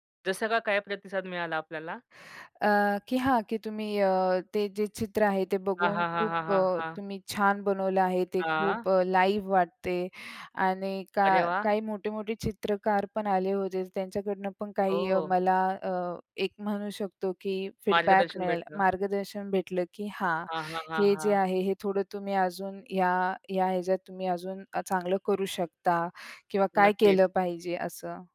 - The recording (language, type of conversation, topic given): Marathi, podcast, तुम्हाला कोणता छंद सर्वात जास्त आवडतो आणि तो का आवडतो?
- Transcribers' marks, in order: tapping; in English: "लाईव्ह"; in English: "फीडबॅक"; other background noise